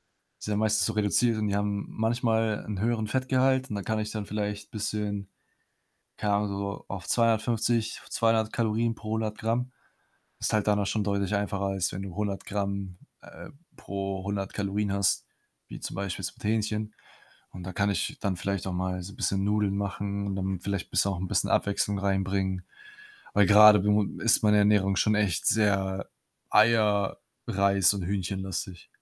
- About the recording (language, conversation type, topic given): German, advice, Wie kann ich mit einem kleinen Budget einkaufen und trotzdem gesund essen?
- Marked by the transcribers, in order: static; other background noise; unintelligible speech